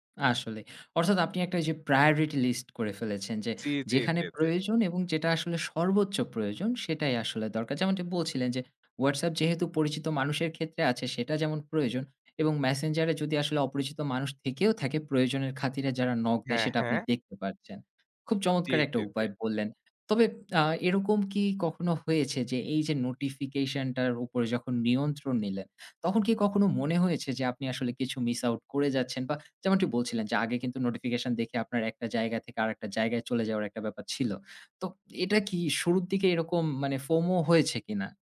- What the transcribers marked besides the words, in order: in English: "priority list"; in English: "knock"; in English: "miss out"; in English: "FOMO"
- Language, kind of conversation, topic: Bengali, podcast, নোটিফিকেশনগুলো তুমি কীভাবে সামলাও?